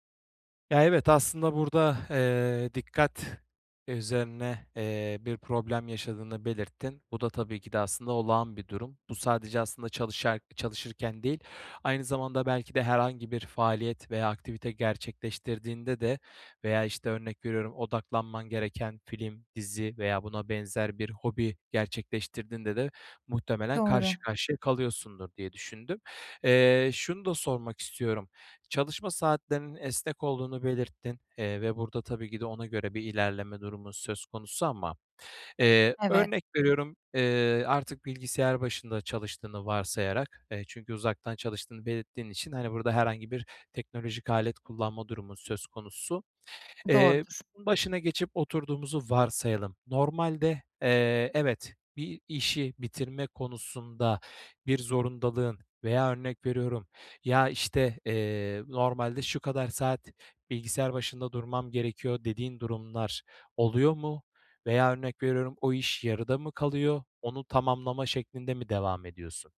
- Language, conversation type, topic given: Turkish, advice, Yaratıcı çalışmalarım için dikkat dağıtıcıları nasıl azaltıp zamanımı nasıl koruyabilirim?
- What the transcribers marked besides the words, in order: none